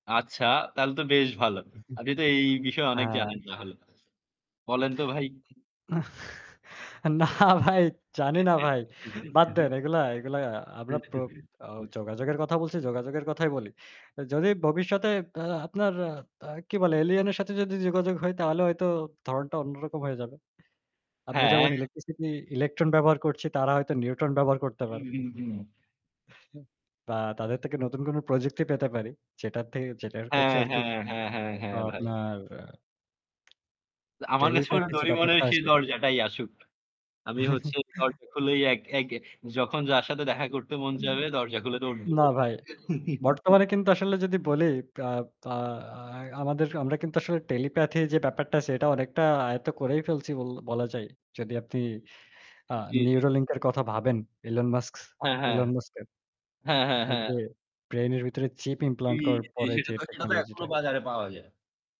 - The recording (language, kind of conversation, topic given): Bengali, unstructured, প্রযুক্তি কীভাবে আমাদের যোগাযোগের ধরন পরিবর্তন করছে?
- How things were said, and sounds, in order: chuckle; laughing while speaking: "না ভাই, জানি না ভাই। বাদ দেন। এগুলা"; chuckle; static; lip smack; laugh; laugh; in English: "ইমপ্লান্ট"